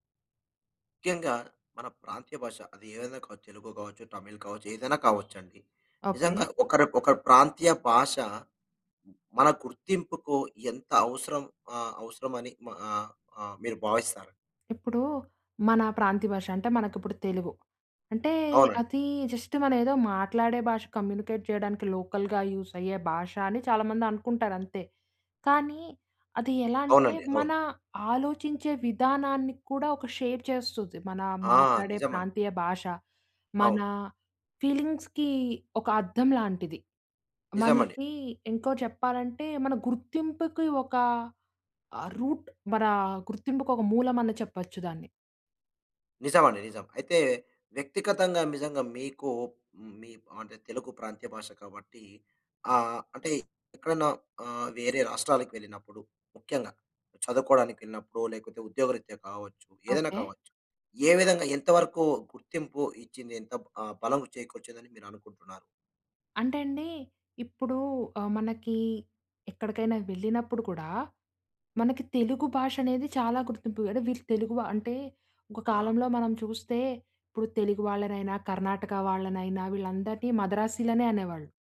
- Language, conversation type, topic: Telugu, podcast, మీ ప్రాంతీయ భాష మీ గుర్తింపుకు ఎంత అవసరమని మీకు అనిపిస్తుంది?
- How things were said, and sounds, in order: horn; in English: "జస్ట్"; in English: "కమ్యూనికేట్"; in English: "లోకల్‌గా"; in English: "షేర్"; "చేస్తుంది" said as "చేస్తుది"; in English: "ఫీలింగ్స్‌కీ"; in English: "రూట్"